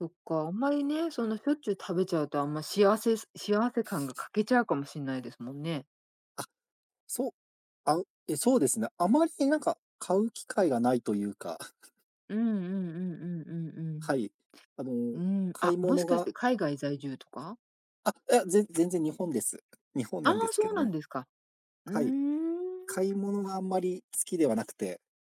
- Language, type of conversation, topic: Japanese, unstructured, 幸せを感じるのはどんなときですか？
- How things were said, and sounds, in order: other background noise; sniff; giggle; drawn out: "うーん"